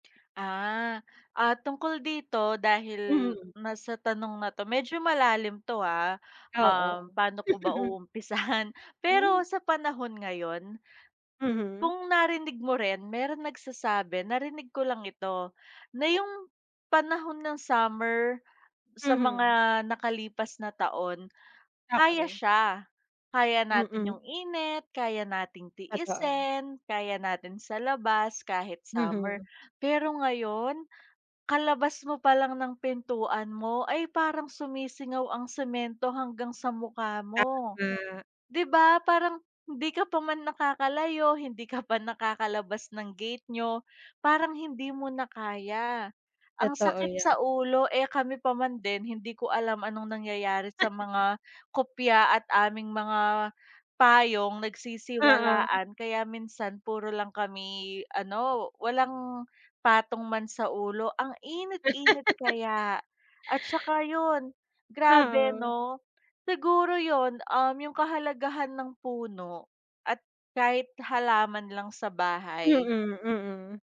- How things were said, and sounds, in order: other background noise; chuckle; tapping; chuckle; laugh
- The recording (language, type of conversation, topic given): Filipino, unstructured, Ano ang nararamdaman mo tungkol sa mga isyung pangkalikasan na hindi nabibigyang pansin?